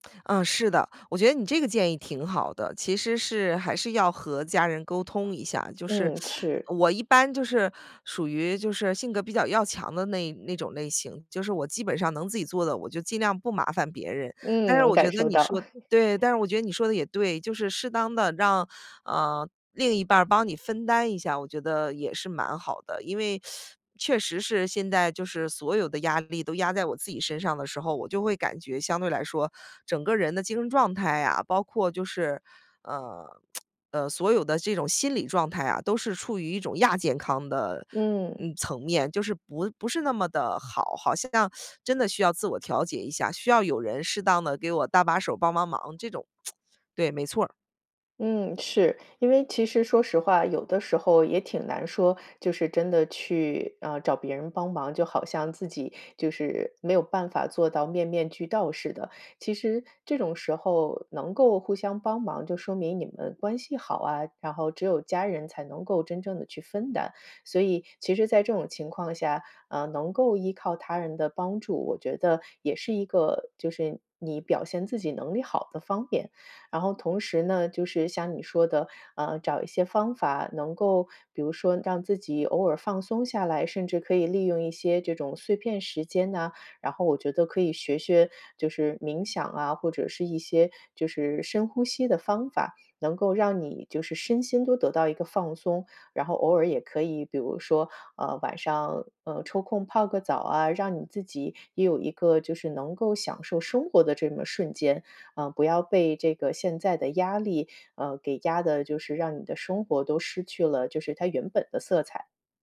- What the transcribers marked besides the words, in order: teeth sucking; chuckle; teeth sucking; lip smack; teeth sucking; lip smack
- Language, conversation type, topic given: Chinese, advice, 压力下的自我怀疑